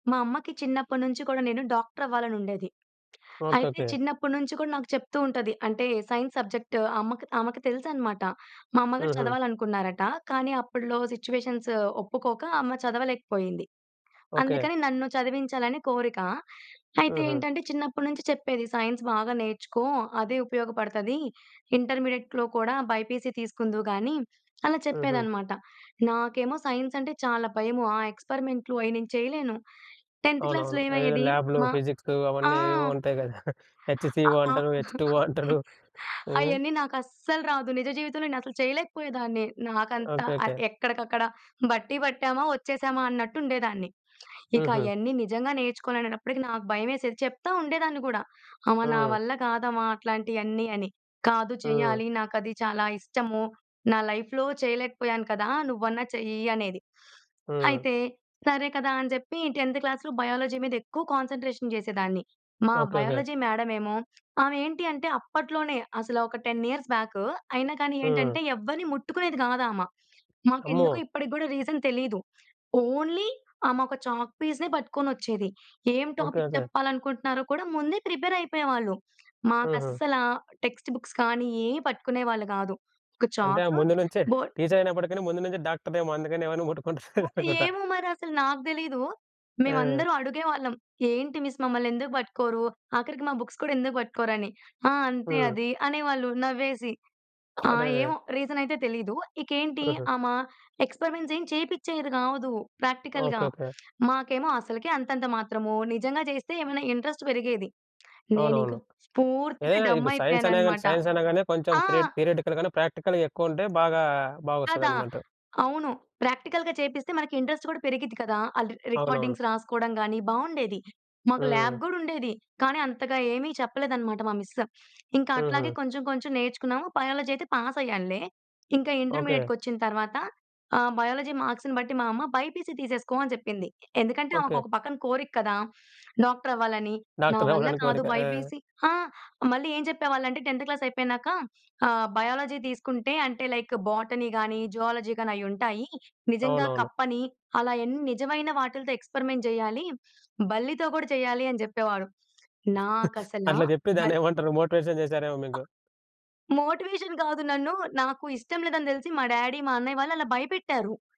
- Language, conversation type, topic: Telugu, podcast, పెద్దల ఆశలు పిల్లలపై ఎలాంటి ప్రభావం చూపుతాయనే విషయంపై మీ అభిప్రాయం ఏమిటి?
- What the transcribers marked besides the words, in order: in English: "సైన్స్ సబ్జెక్ట్"; in English: "సైన్స్"; in English: "ఇంటర్మీడియట్‌లో"; in English: "బైపీసీ"; in English: "సైన్స్"; in English: "టెంత్ క్లాస్‌లో"; other background noise; giggle; in English: "హెచ్‌సీ‌ఓ"; giggle; in English: "హెచ్‌టు‌ఓ"; in English: "లైఫ్‌లో"; in English: "టెంత్ క్లాస్‌లో బయాలజీ"; in English: "కాన్సంట్రేషన్"; in English: "బయాలజీ"; tapping; in English: "టెన్ ఇయర్స్"; in English: "రీజన్"; in English: "ఓన్లీ"; in English: "టాపిక్"; in English: "ప్రిపేర్"; in English: "టెక్స్ట్ బుక్స్"; in English: "బోర్డ్"; chuckle; in English: "మిస్"; in English: "బుక్స్"; in English: "ఎక్స్‌పరిమెంట్స్"; in English: "ప్రాక్టికల్‌గా"; in English: "ఇంట్రెస్ట్"; in English: "డమ్"; in English: "త్రి థియరిటి‌కల్"; in English: "ప్రాక్టికల్‌గా"; in English: "ప్రాక్టికల్‌గా"; in English: "ఇంట్రెస్ట్"; in English: "రికార్డింగ్స్"; in English: "ల్యాబ్"; in English: "మిస్"; in English: "బయాలజీ"; in English: "పాస్"; in English: "బయాలజీ మార్క్స్‌ని"; in English: "బైపీసీ"; in English: "డాక్టర్"; in English: "బైపీసీ"; in English: "టెంత్ క్లాస్"; in English: "బయాలజీ"; in English: "లైక్ బోటనీ"; in English: "జువాలజీ"; in English: "ఎక్స్‌పరిమెంట్"; giggle; in English: "మోటివేషన్"; in English: "మోటివేషన్"; in English: "డ్యాడీ"